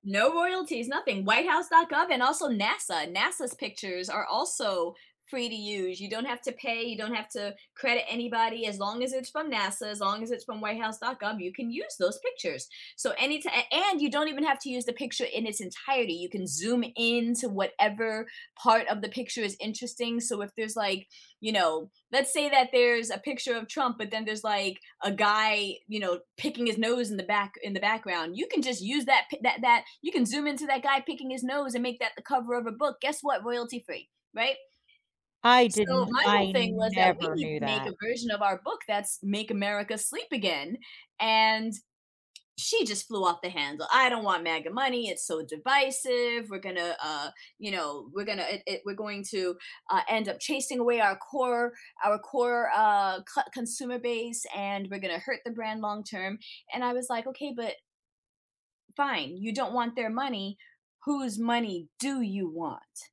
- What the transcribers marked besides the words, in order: stressed: "never"; other background noise; stressed: "do"
- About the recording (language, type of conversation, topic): English, unstructured, How do you prefer to handle conversations about money at work so that everyone feels respected?
- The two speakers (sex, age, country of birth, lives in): female, 40-44, Philippines, United States; female, 50-54, United States, United States